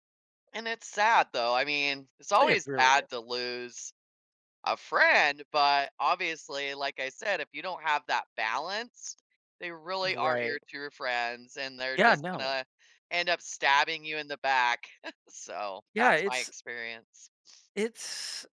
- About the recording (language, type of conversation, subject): English, unstructured, What qualities help build strong and lasting friendships?
- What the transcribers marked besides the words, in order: chuckle